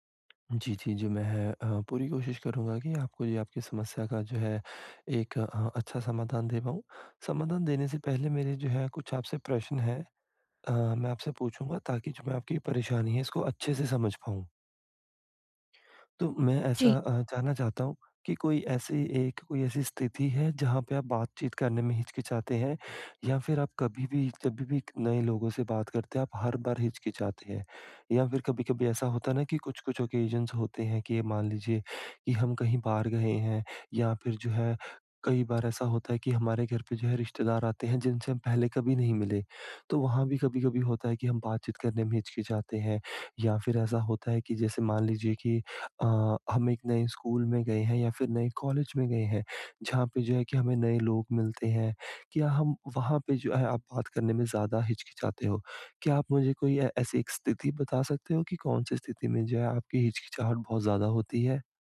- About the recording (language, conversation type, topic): Hindi, advice, मैं बातचीत शुरू करने में हिचकिचाहट कैसे दूर करूँ?
- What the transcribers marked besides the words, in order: in English: "ऑकेज़न्स"